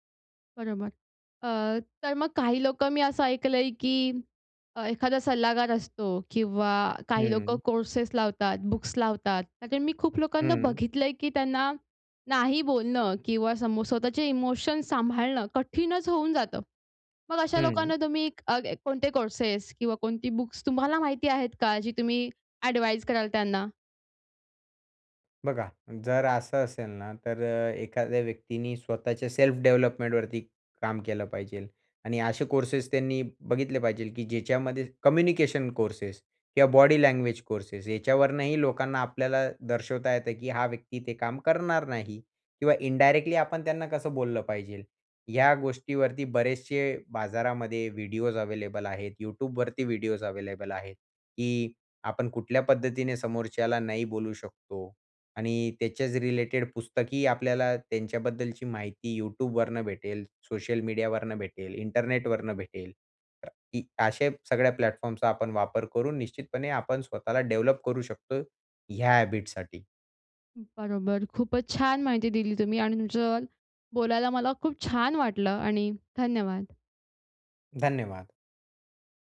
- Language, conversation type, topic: Marathi, podcast, तुला ‘नाही’ म्हणायला कधी अवघड वाटतं?
- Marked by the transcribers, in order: in English: "डेव्हलपमेंटवरती"; in English: "प्लॅटफॉर्मचा"; in English: "हॅबिटसाठी"